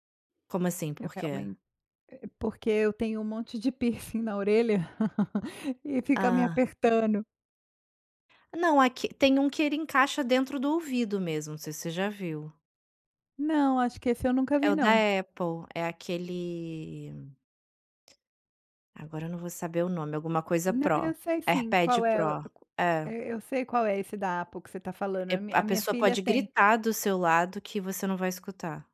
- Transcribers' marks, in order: in English: "piercing"; laugh; tapping; tongue click
- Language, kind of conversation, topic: Portuguese, advice, Como posso entrar em foco profundo rapidamente antes do trabalho?